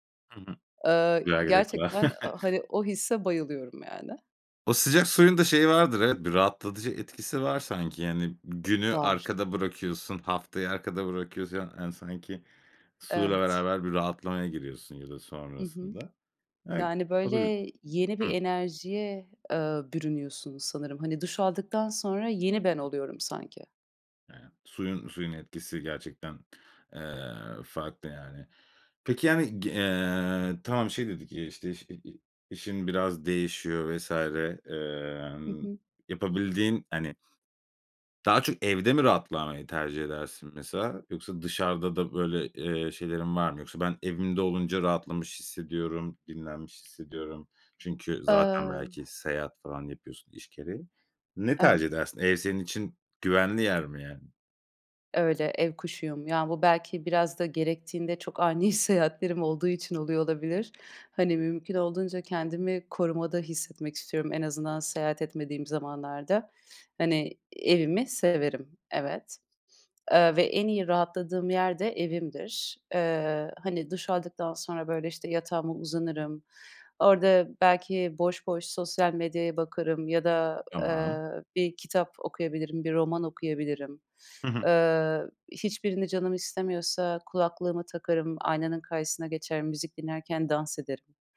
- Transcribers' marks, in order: other noise; chuckle; tapping; other background noise; laughing while speaking: "seyahatlerim"
- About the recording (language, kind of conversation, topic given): Turkish, podcast, Evde sakinleşmek için uyguladığın küçük ritüeller nelerdir?